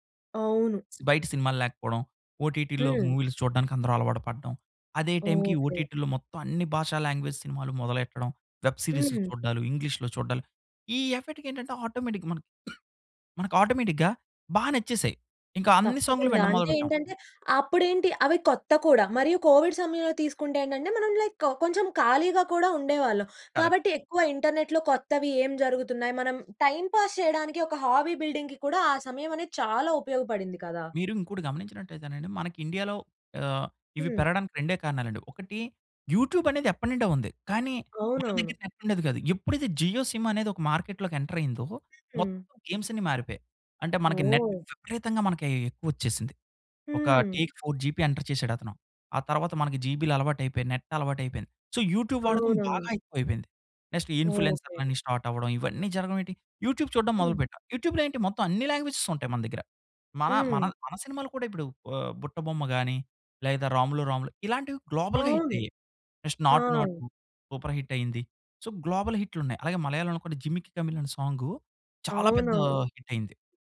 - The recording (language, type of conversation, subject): Telugu, podcast, పాటల మాటలు మీకు ఎంతగా ప్రభావం చూపిస్తాయి?
- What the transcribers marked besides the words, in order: in English: "ఓటీటీ‌లో"; in English: "ఓటీటీ‌లో"; in English: "లాంగ్వేజ్స్"; in English: "వెబ్"; in English: "ఎఫెక్ట్‌కి"; in English: "ఆటోమేటిక్‌గా"; cough; in English: "ఆటోమేటిక్‌గా"; in English: "లైక్"; in English: "కరెక్ట్"; in English: "ఇంటర్నెట్‌లో"; in English: "టైమ్ పాస్"; in English: "హాబీ బిల్డింగ్‌కి"; in English: "యూట్యూబ్"; in English: "నెట్"; in English: "జియో సిమ్"; in English: "మార్కెట్లోకి ఎంటర్"; in English: "గేమ్స్"; other background noise; in English: "నెట్"; in English: "టేక్ ఫోర్ జీబీ ఎంటర్"; in English: "నెట్"; in English: "సో, యూట్యూబ్"; in English: "నెక్స్ట్"; tapping; in English: "స్టార్ట్"; in English: "యూట్యూబ్"; in English: "యూట్యూబ్‌లో"; in English: "లాంగ్వేజ్స్"; in English: "గ్లోబల్‌గా హిట్"; in English: "నెక్స్ట్"; in English: "సూపర్ హిట్"; in English: "సో, గ్లోబల్"; in English: "సాంగ్"; in English: "హిట్"